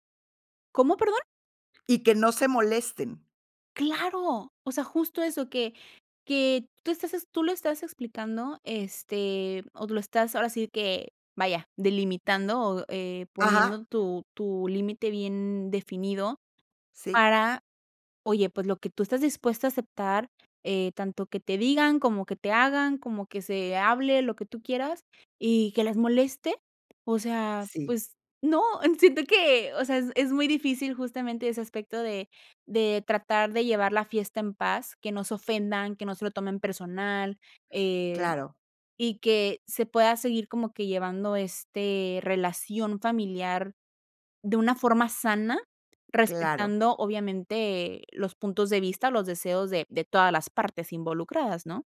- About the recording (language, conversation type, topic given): Spanish, podcast, ¿Cómo explicas tus límites a tu familia?
- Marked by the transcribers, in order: tapping; other background noise